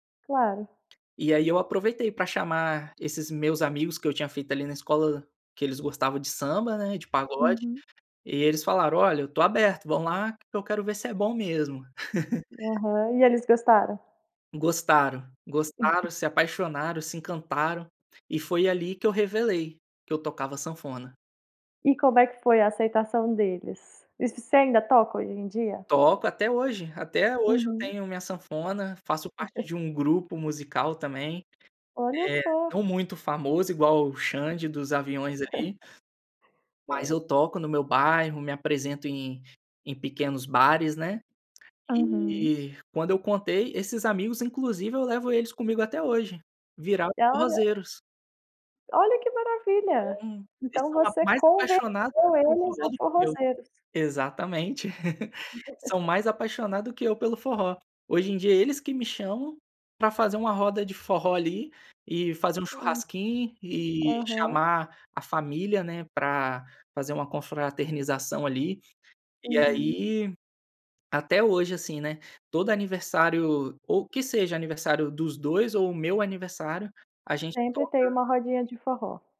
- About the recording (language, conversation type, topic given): Portuguese, podcast, Como sua família influenciou seu gosto musical?
- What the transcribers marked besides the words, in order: tapping; chuckle; chuckle; laugh; chuckle; laugh; "churrasquinho" said as "churrasquim"